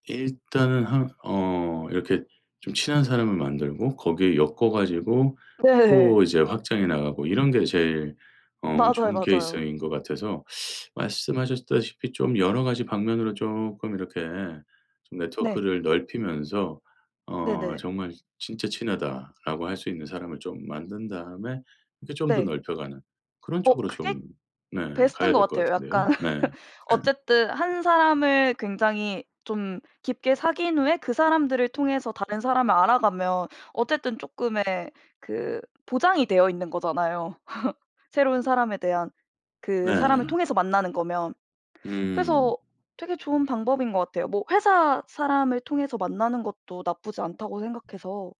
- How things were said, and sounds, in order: teeth sucking; other background noise; laugh; tapping; laugh
- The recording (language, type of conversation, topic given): Korean, advice, 새로운 도시로 이사한 뒤 친구를 사귀기 어려운데, 어떻게 하면 좋을까요?